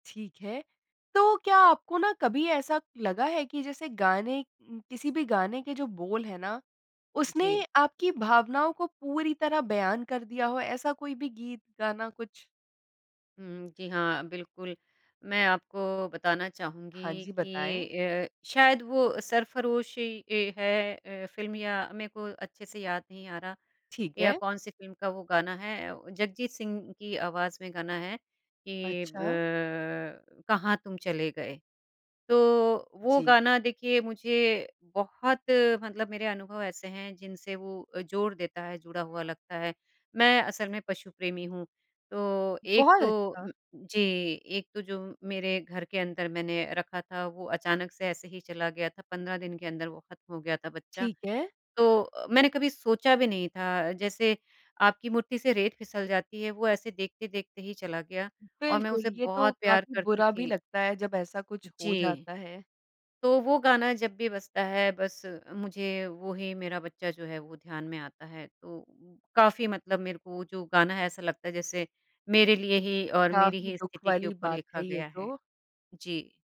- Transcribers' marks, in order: unintelligible speech
- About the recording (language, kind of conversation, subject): Hindi, podcast, तुम्हारे लिए गीत के बोल ज्यादा अहम हैं या धुन?